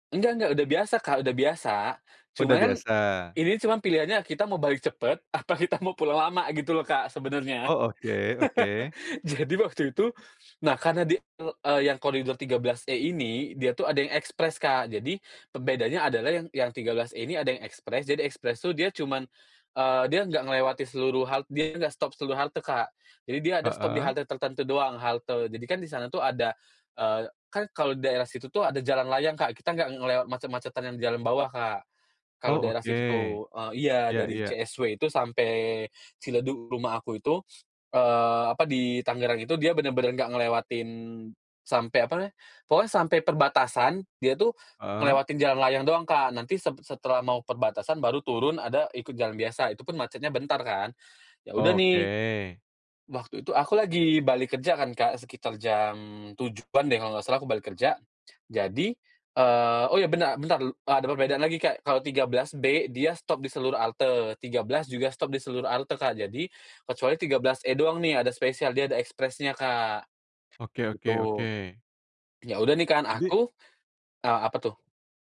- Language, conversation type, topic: Indonesian, podcast, Apa tips sederhana agar kita lebih peka terhadap insting sendiri?
- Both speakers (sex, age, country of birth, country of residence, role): male, 30-34, Indonesia, Indonesia, guest; male, 35-39, Indonesia, Indonesia, host
- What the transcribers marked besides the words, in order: laughing while speaking: "apa kita mau"; chuckle; other background noise; "halte" said as "alte"; "halte" said as "alte"